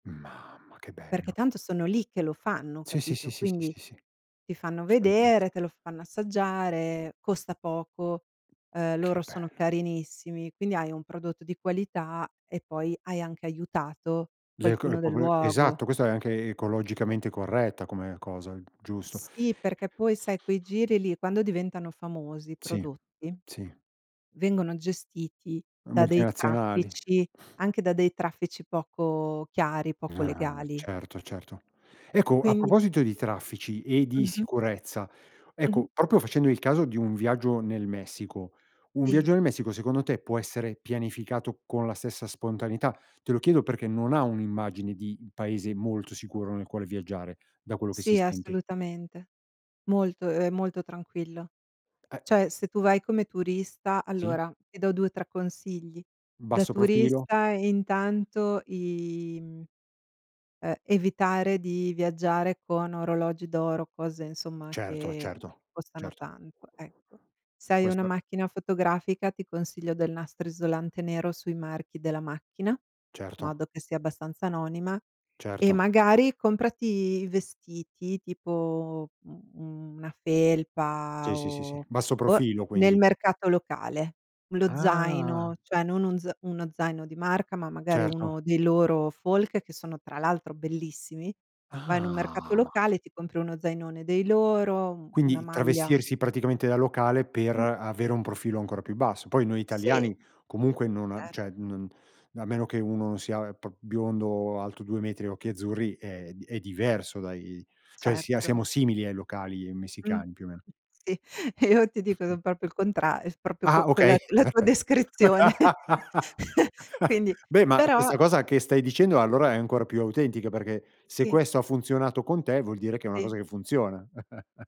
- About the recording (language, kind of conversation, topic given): Italian, podcast, Come bilanci la pianificazione e la spontaneità quando viaggi?
- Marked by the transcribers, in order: unintelligible speech; laughing while speaking: "E io ti dico"; other background noise; giggle; laughing while speaking: "la tua descrizione"; giggle; giggle